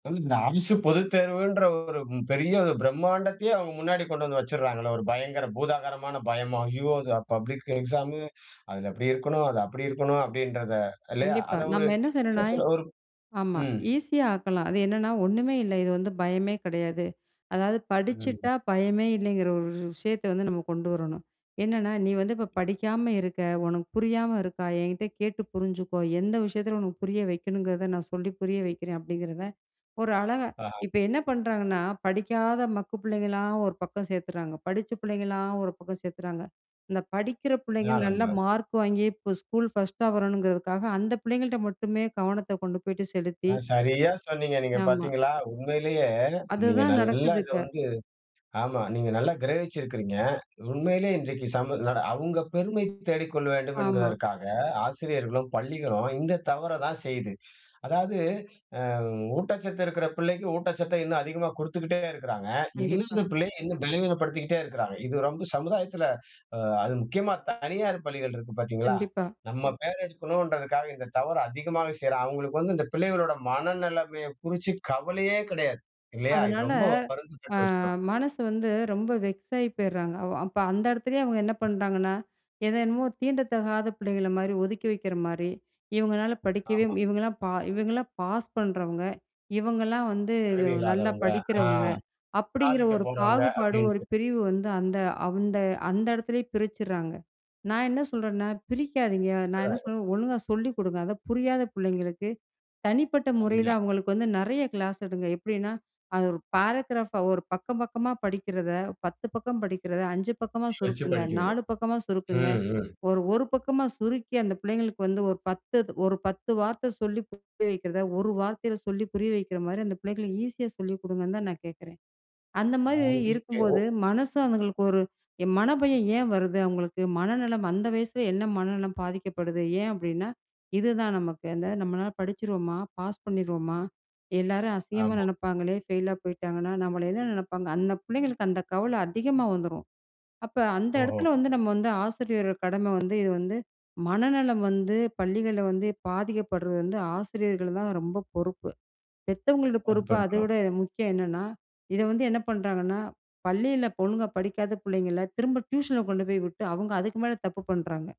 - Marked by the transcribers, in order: other noise; other background noise; in English: "பாராகிராப்"
- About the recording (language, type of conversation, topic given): Tamil, podcast, மாணவர்களின் மனநலத்தைப் பள்ளிகளில் எவ்வாறு கவனித்து ஆதரிக்க வேண்டும்?